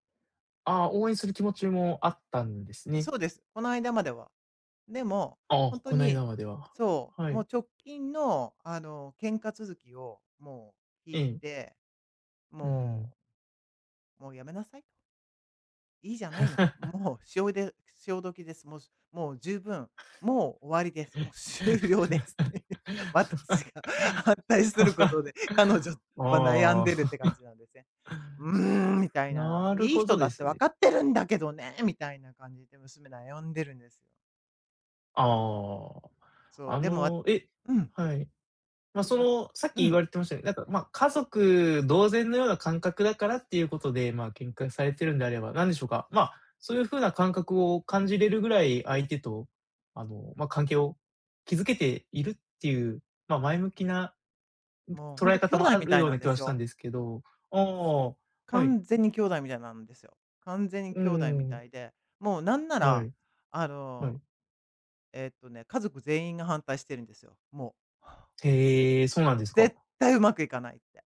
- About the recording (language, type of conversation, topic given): Japanese, advice, 結婚や交際を家族に反対されて悩んでいる
- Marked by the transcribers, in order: laugh; laugh; laughing while speaking: "もう終了です。私が反対することで"; laugh; other background noise